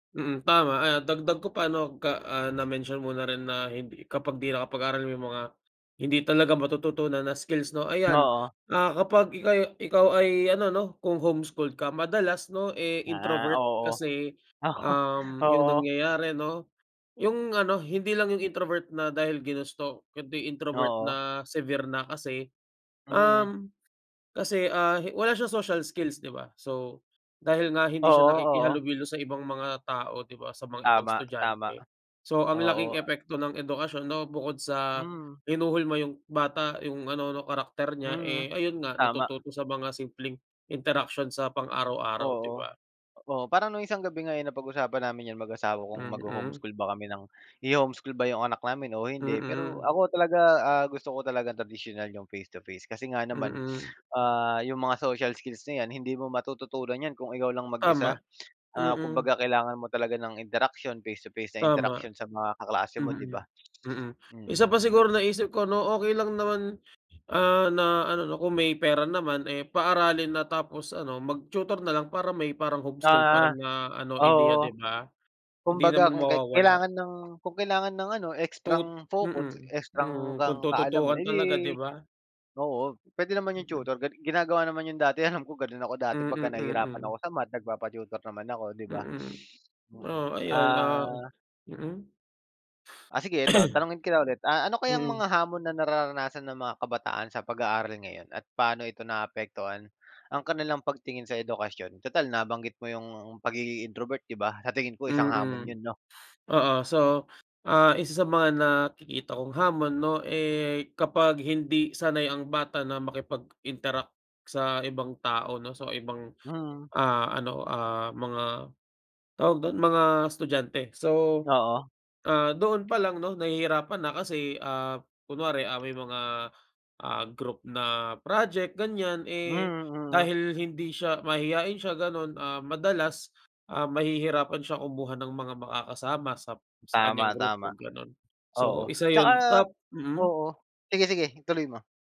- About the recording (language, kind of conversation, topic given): Filipino, unstructured, Paano mo maipapaliwanag ang kahalagahan ng edukasyon sa mga kabataan?
- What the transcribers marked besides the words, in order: other background noise; laughing while speaking: "Oo"; tapping; cough; sniff